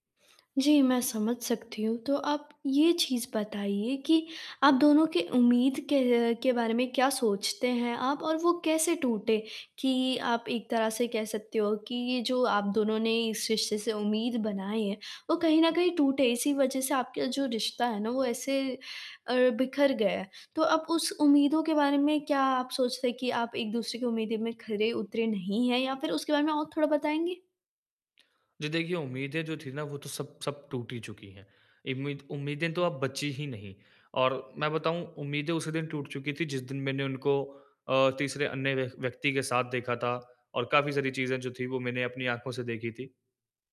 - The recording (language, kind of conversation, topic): Hindi, advice, टूटे रिश्ते को स्वीकार कर आगे कैसे बढ़ूँ?
- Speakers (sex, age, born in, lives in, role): female, 18-19, India, India, advisor; male, 20-24, India, India, user
- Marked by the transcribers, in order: none